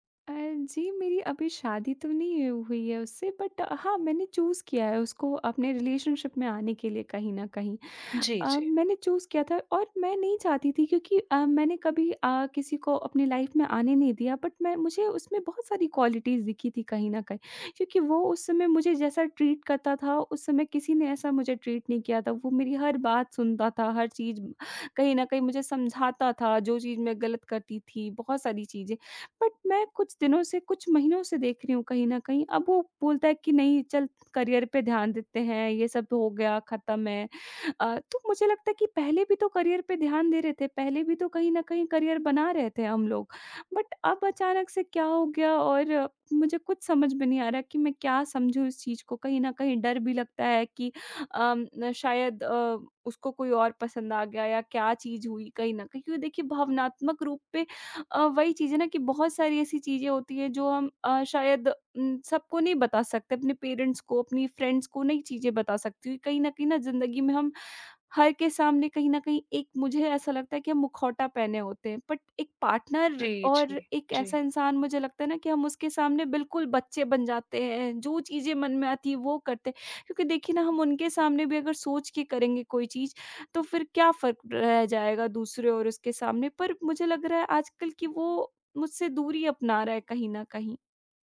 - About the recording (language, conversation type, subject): Hindi, advice, साथी की भावनात्मक अनुपस्थिति या दूरी से होने वाली पीड़ा
- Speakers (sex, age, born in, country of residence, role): female, 20-24, India, India, user; female, 30-34, India, India, advisor
- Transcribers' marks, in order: in English: "बट"; in English: "चूज़"; in English: "रिलेशनशिप"; in English: "चूज़"; in English: "लाइफ़"; in English: "बट"; in English: "क्वालिटीज़"; in English: "ट्रीट"; in English: "ट्रीट"; in English: "बट"; in English: "करियर"; in English: "करियर"; in English: "करियर"; in English: "बट"; in English: "पेरेंट्स"; in English: "फ्रेंड्स"; in English: "बट"; in English: "पार्टनर"